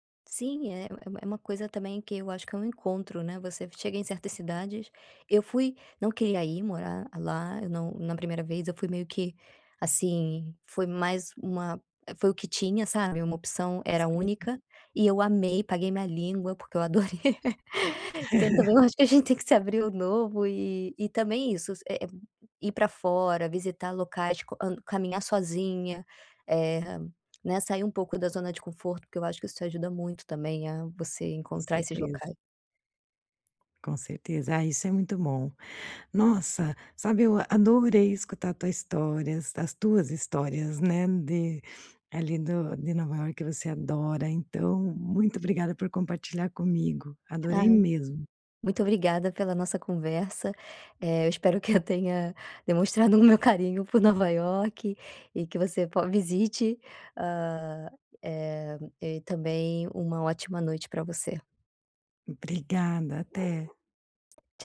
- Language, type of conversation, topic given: Portuguese, podcast, Qual lugar você sempre volta a visitar e por quê?
- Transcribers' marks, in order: chuckle; tapping